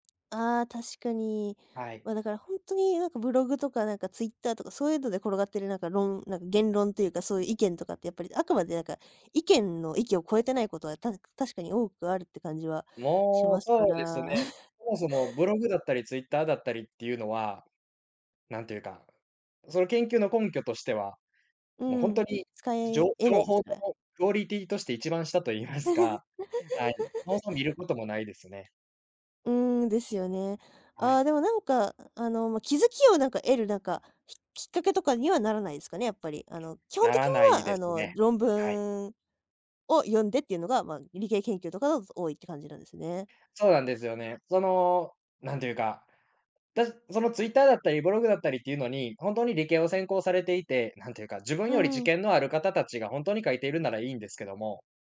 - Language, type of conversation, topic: Japanese, podcast, 日常の中で実験のアイデアをどのように見つければよいですか？
- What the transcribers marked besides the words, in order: chuckle; laughing while speaking: "言いますか"; giggle